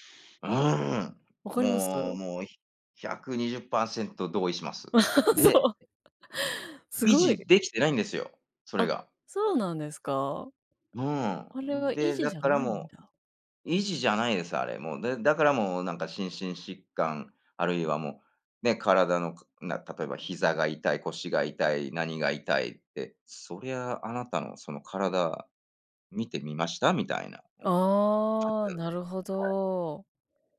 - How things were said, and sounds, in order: laugh
- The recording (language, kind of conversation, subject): Japanese, unstructured, 趣味でいちばん楽しかった思い出は何ですか？